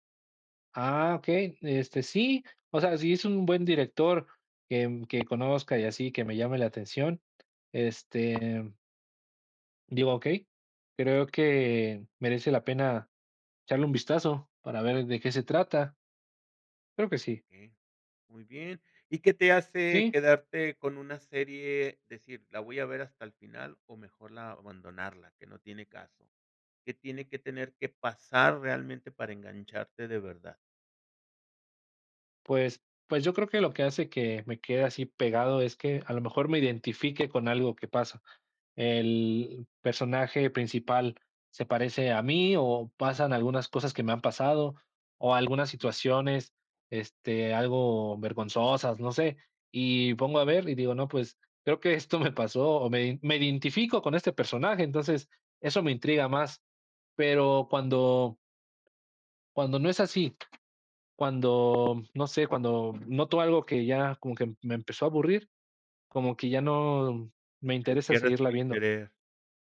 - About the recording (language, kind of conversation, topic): Spanish, podcast, ¿Cómo eliges qué ver en plataformas de streaming?
- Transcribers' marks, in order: tapping; other noise; laughing while speaking: "me pasó"